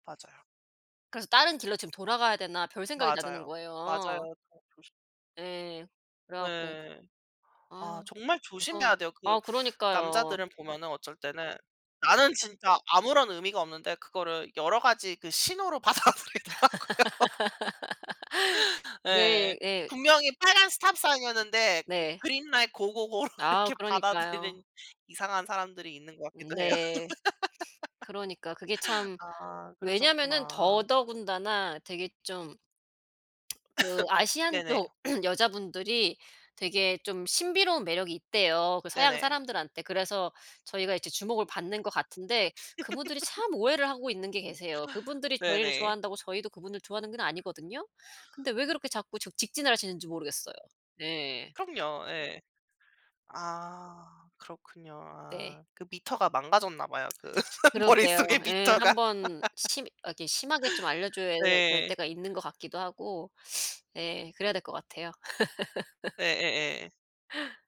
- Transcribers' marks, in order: tapping; laugh; laughing while speaking: "받아들이더라고요"; laugh; other background noise; laughing while speaking: "고고고로 이렇게"; laugh; lip smack; throat clearing; cough; laugh; other noise; laugh; laughing while speaking: "머릿속에 미터가"; laugh; sniff; laugh
- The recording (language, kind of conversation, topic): Korean, unstructured, 외모로 사람을 판단하는 문화에 대해 어떻게 생각하세요?
- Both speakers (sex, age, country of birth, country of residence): female, 35-39, South Korea, United States; female, 40-44, South Korea, United States